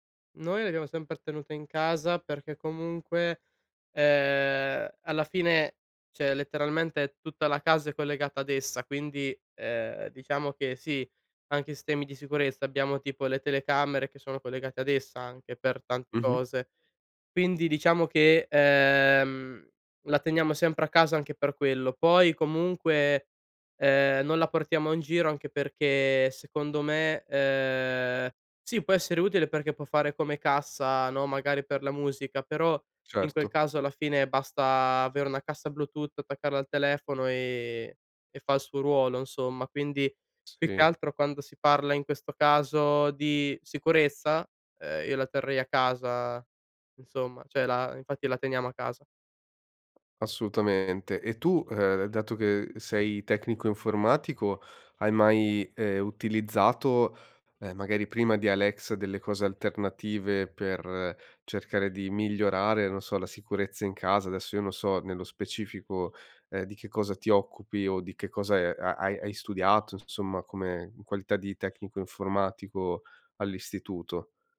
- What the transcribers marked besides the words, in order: "sistemi" said as "stemi"; other background noise; "insomma" said as "nsomma"
- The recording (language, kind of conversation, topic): Italian, podcast, Cosa pensi delle case intelligenti e dei dati che raccolgono?